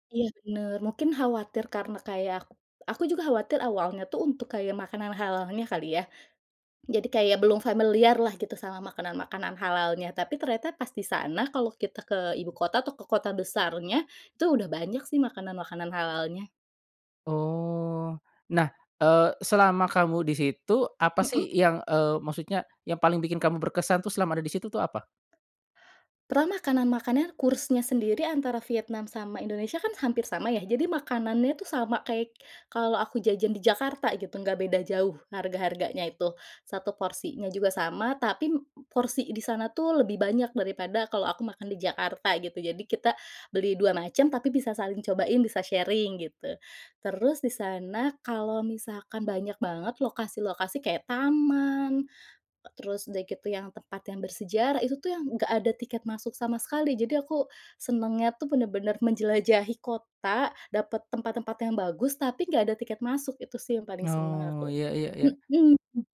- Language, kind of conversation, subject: Indonesian, podcast, Tips apa yang kamu punya supaya perjalanan tetap hemat, tetapi berkesan?
- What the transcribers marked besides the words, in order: tapping; in English: "sharing"